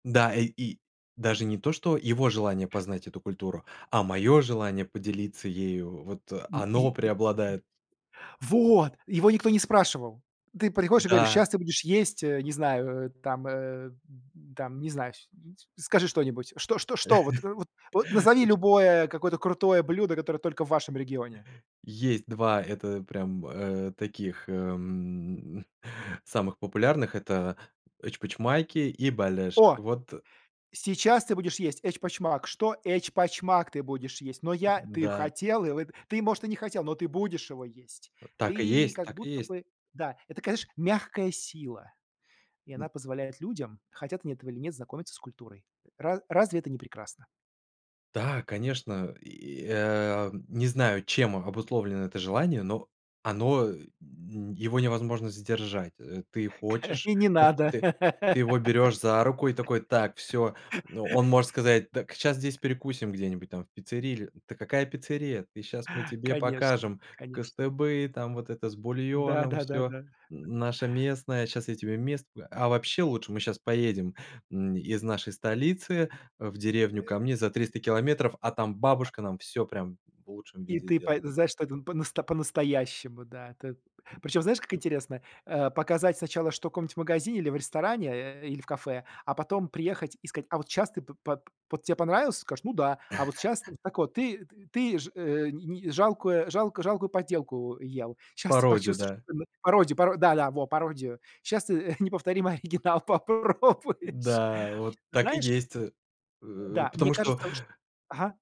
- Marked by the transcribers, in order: other noise; laugh; other background noise; stressed: "Эчпочмак"; stressed: "будешь"; laughing while speaking: "Ка и не надо"; laugh; tapping; laugh; unintelligible speech; laughing while speaking: "неповторимый оригинал попробуешь"
- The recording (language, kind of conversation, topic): Russian, podcast, Как еда помогла тебе лучше понять свою идентичность?